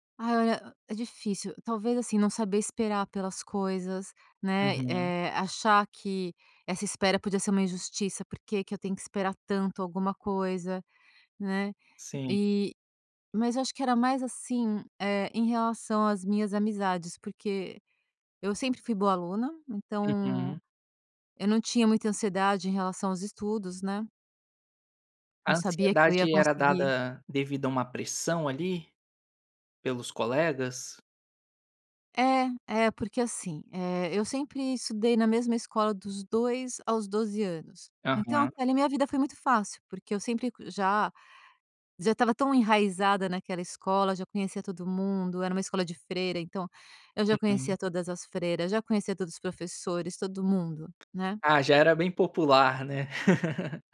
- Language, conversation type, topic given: Portuguese, podcast, Como você lida com a ansiedade no dia a dia?
- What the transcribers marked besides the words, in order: other noise; tapping; laugh